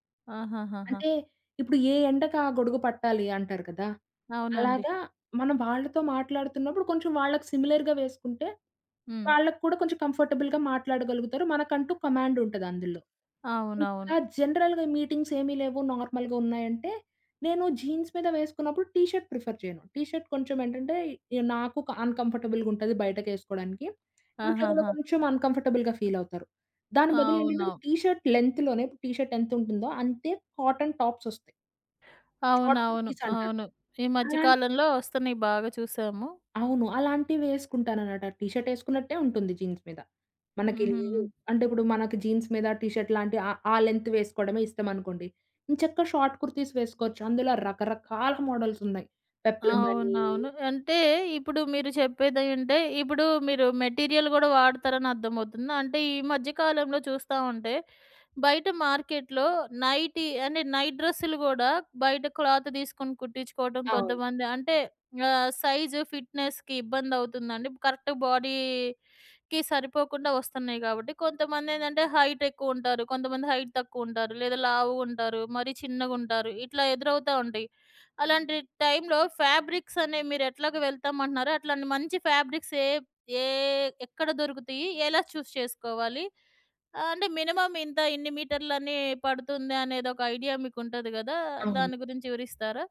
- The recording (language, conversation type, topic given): Telugu, podcast, సాంప్రదాయ దుస్తులను ఆధునిక శైలిలో మార్చుకుని ధరించడం గురించి మీ అభిప్రాయం ఏమిటి?
- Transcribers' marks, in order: in English: "సిమిలర్‌గ"; in English: "కంఫర్టబుల్‌గా"; in English: "కమాండ్"; tapping; in English: "జనరల్‌గా మీటింగ్స్"; in English: "నార్మల్‌గా"; in English: "ప్రిఫర్"; in English: "అన్‌కంఫర్టబుల్‌గా"; in English: "అన్‌కంఫర్టబుల్‌గా"; in English: "టీ షర్ట్ లెంగ్త్‌లోనే టీ షర్ట్"; in English: "షార్ట్"; in English: "టీ షర్ట్"; in English: "జీన్స్"; in English: "జీన్స్"; in English: "టీ షర్ట్"; in English: "లెంగ్త్"; in English: "మోడల్స్"; in English: "మెటీరియల్"; in English: "క్లాత్"; in English: "ఫిట్‌నెస్‌కి"; in English: "కరెక్ట్ బాడీకి"; in English: "హైట్"; in English: "హైట్"; in English: "ఫాబ్రిక్స్"; in English: "ఫాబ్రిక్స్"; drawn out: "ఏ"; in English: "చూజ్"; in English: "మినిమమ్"; in English: "ఐడియా"